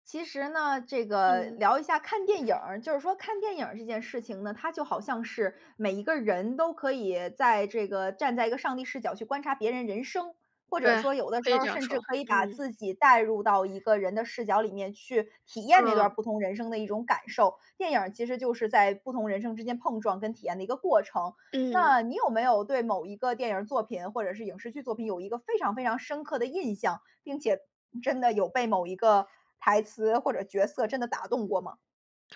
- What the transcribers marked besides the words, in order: other background noise
- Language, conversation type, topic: Chinese, podcast, 你曾被某句台词深深打动过吗？